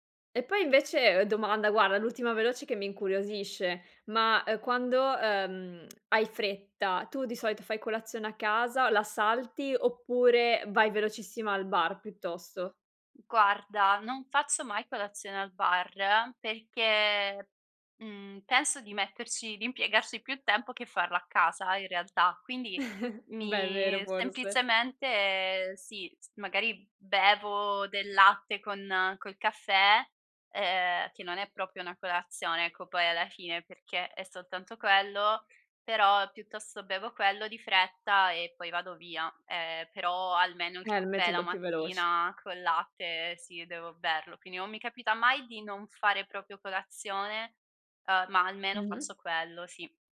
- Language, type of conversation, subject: Italian, podcast, Come scegli cosa mangiare quando sei di fretta?
- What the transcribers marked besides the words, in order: tapping; chuckle; "non" said as "on"